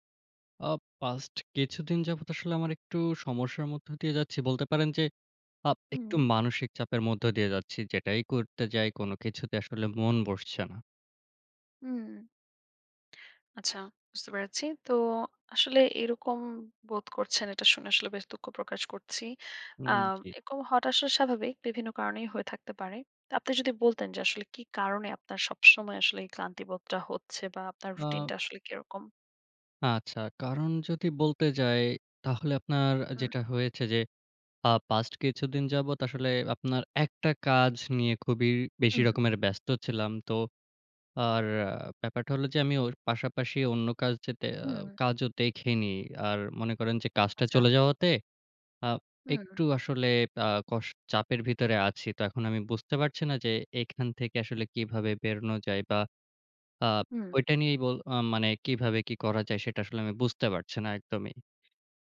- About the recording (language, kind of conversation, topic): Bengali, advice, সারা সময় ক্লান্তি ও বার্নআউট অনুভব করছি
- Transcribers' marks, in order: none